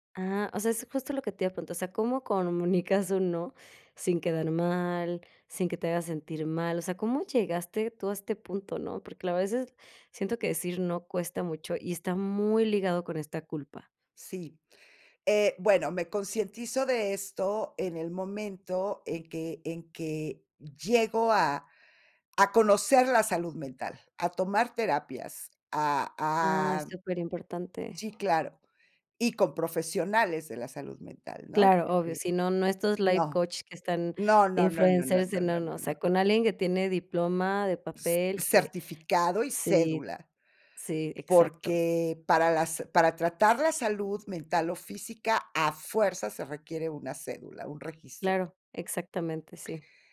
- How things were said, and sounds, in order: "comunicas" said as "conmunicas"; in English: "life coch"; "coach" said as "coch"
- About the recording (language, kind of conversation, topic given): Spanish, podcast, ¿Cómo decides cuándo decir no a tareas extra?